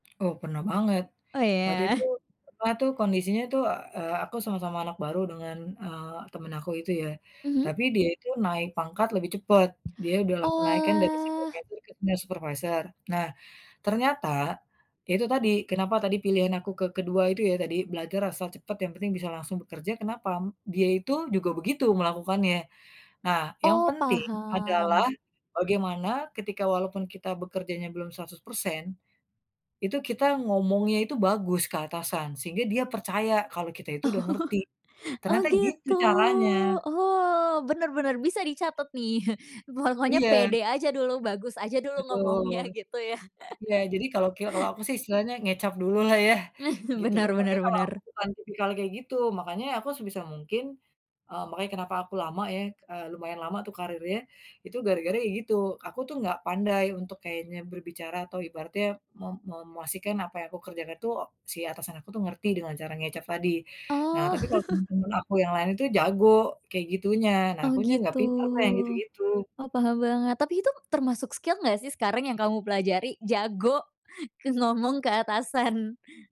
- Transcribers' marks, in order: tapping; chuckle; laughing while speaking: "Oh"; chuckle; chuckle; laughing while speaking: "Pokoknya"; laughing while speaking: "ngomongnya, gitu, ya?"; laugh; chuckle; chuckle; in English: "skill"; laughing while speaking: "ke ngomong ke atasan"
- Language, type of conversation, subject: Indonesian, podcast, Bagaimana kamu belajar keterampilan baru agar siap untuk pekerjaan baru?
- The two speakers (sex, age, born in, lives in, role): female, 20-24, Indonesia, Indonesia, host; female, 35-39, Indonesia, Indonesia, guest